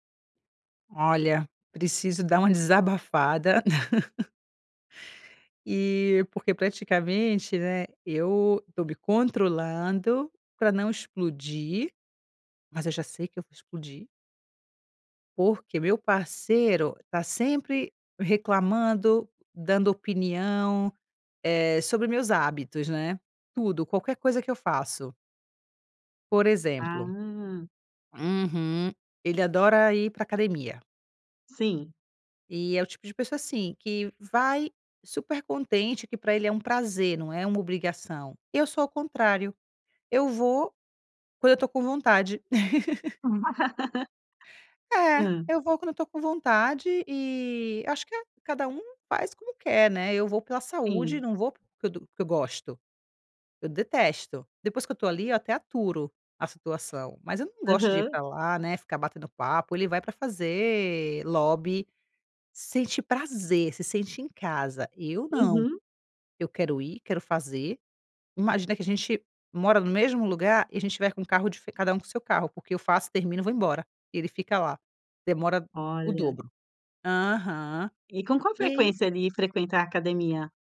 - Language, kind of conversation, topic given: Portuguese, advice, Como lidar com um(a) parceiro(a) que faz críticas constantes aos seus hábitos pessoais?
- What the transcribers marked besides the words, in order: giggle; giggle; laugh; tapping